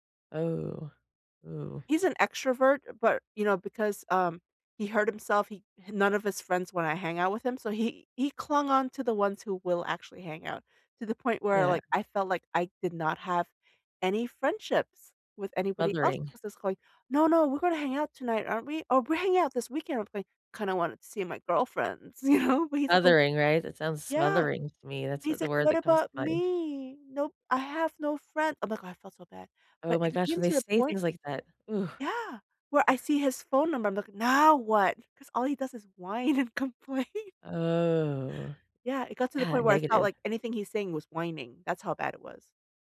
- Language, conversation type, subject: English, unstructured, How do I know when it's time to end my relationship?
- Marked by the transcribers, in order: tapping; laughing while speaking: "you know"; disgusted: "ooh"; scoff; laughing while speaking: "whine and complain"; drawn out: "Oh"